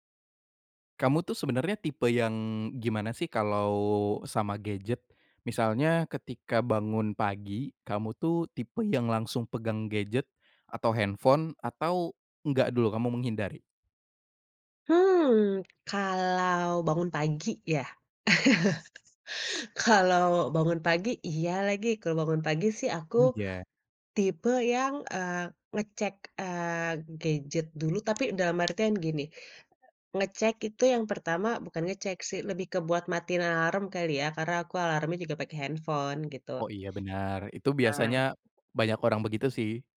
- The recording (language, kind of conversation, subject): Indonesian, podcast, Bagaimana kamu mengatur penggunaan gawai sebelum tidur?
- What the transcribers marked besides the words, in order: chuckle; other background noise